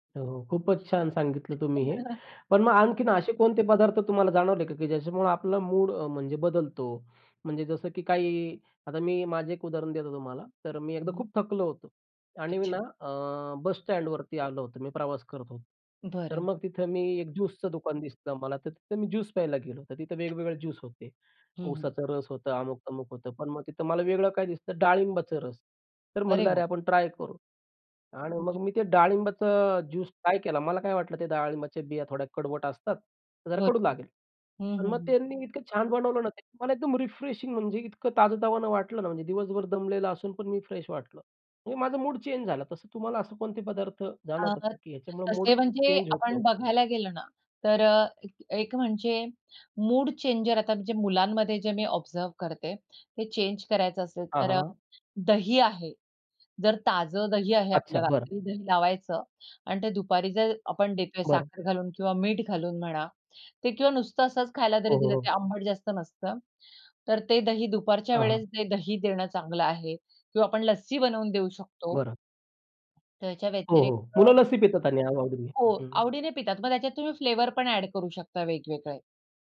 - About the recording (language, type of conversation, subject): Marathi, podcast, खाण्याचा तुमच्या मनःस्थितीवर कसा परिणाम होतो?
- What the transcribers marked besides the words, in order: other background noise; laugh; tapping; unintelligible speech; in English: "रिफ्रेशिंग"; in English: "फ्रेश"; in English: "ऑब्झर्व्ह"